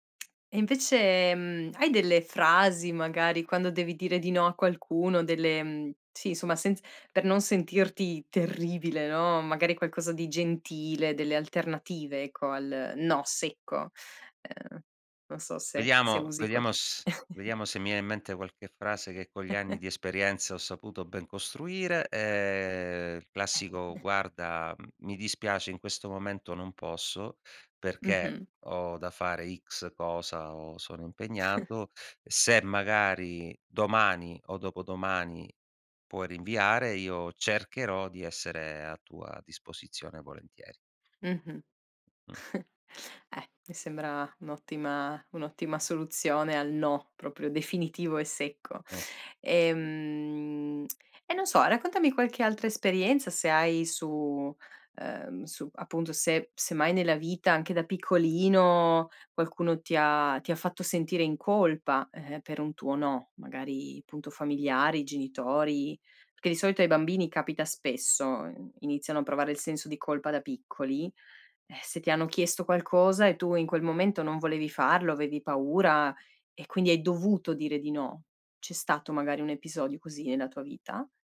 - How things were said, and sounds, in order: chuckle; tapping; giggle; chuckle; chuckle; chuckle; tsk
- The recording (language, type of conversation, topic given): Italian, podcast, Come gestisci il senso di colpa dopo aver detto no?
- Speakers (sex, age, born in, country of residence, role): female, 35-39, Latvia, Italy, host; male, 40-44, Italy, Italy, guest